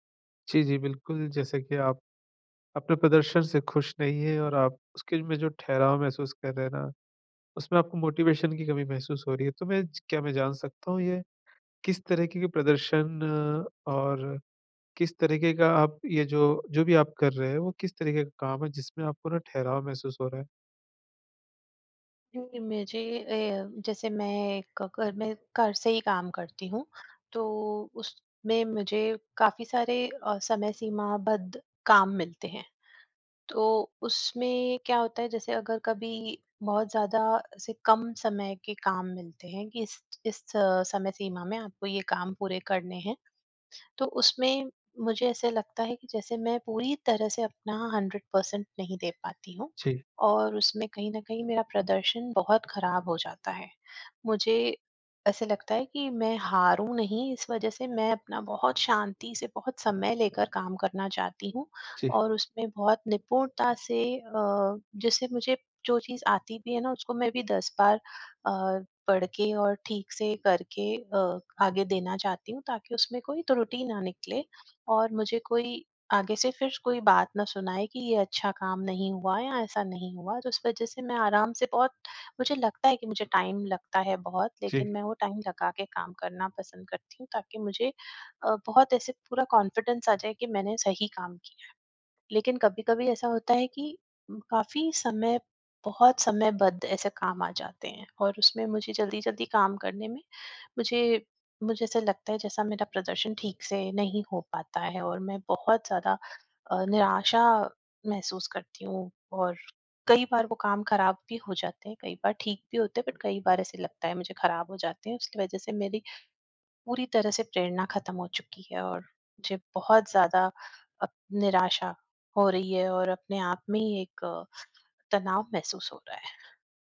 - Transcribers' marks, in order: in English: "मोटिवेशन"; in English: "हंड्रेड परसेंट"; in English: "टाइम"; in English: "टाइम"; in English: "कॉन्फिडेंस"; in English: "बट"
- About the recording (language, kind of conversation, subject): Hindi, advice, प्रदर्शन में ठहराव के बाद फिर से प्रेरणा कैसे पाएं?